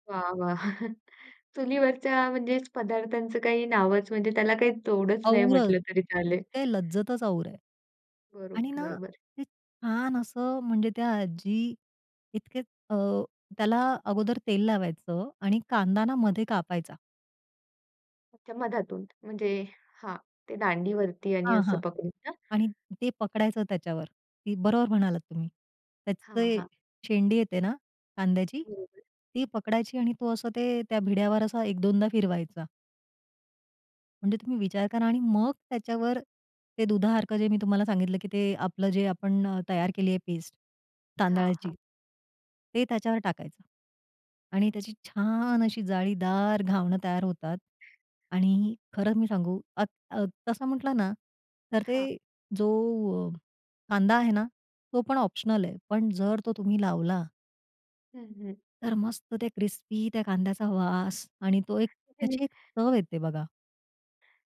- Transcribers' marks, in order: chuckle; other background noise; in English: "क्रिस्पी"; unintelligible speech
- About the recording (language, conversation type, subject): Marathi, podcast, लहानपणीची आठवण जागवणारे कोणते खाद्यपदार्थ तुम्हाला लगेच आठवतात?